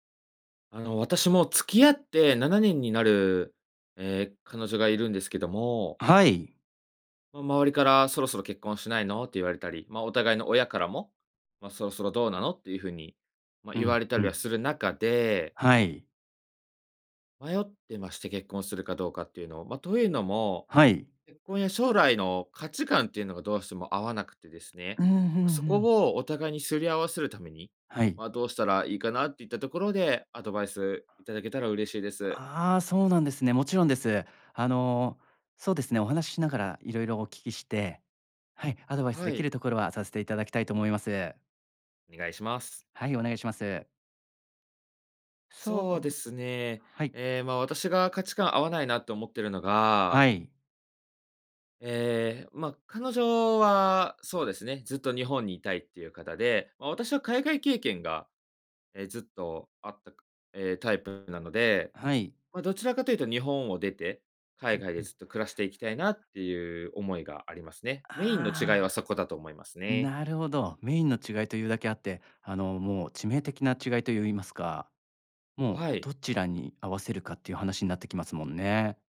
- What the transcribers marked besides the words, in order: stressed: "価値観"
- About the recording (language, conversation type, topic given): Japanese, advice, 結婚や将来についての価値観が合わないと感じるのはなぜですか？